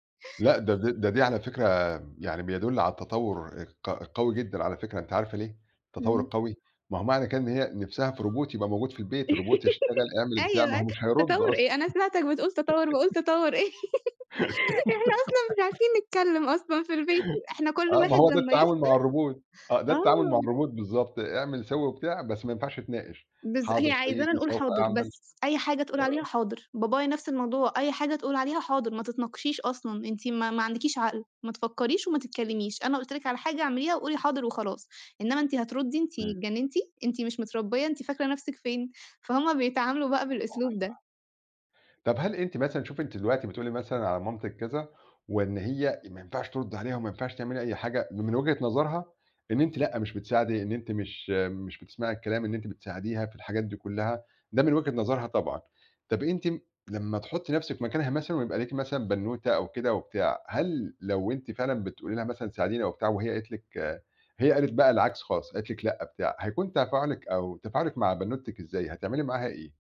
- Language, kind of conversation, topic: Arabic, podcast, إزاي بتتعاملوا مع الخناقات اليومية في البيت؟
- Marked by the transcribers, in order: other background noise; in English: "Robot"; laugh; in English: "الRobot"; laugh; laughing while speaking: "إحنا أصلًا مش عارفين نتكلّم"; in English: "الRobot"; in English: "الRobot"; put-on voice: "حاضر سيدي سوف أعمل"; unintelligible speech